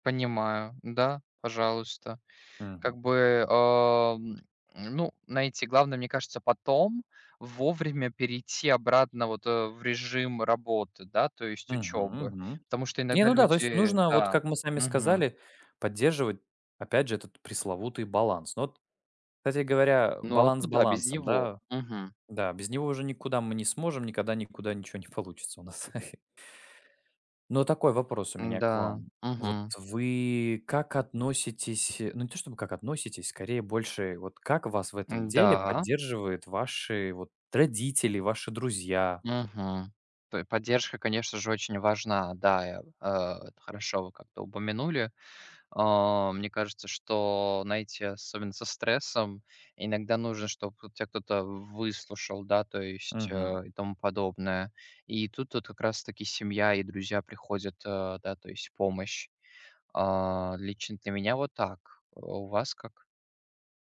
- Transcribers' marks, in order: other background noise; tapping; laughing while speaking: "не получится у нас"; chuckle
- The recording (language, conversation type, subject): Russian, unstructured, Почему учёба иногда вызывает стресс?